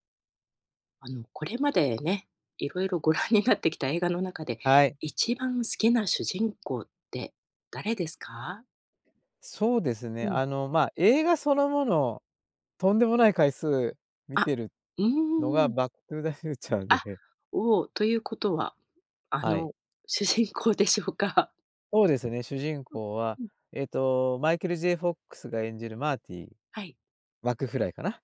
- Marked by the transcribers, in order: laughing while speaking: "ご覧になってきた"; laughing while speaking: "バック・トゥー・ザ・フューチャーで"; laughing while speaking: "主人公でしょうか？"
- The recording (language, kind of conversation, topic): Japanese, podcast, 映画で一番好きな主人公は誰で、好きな理由は何ですか？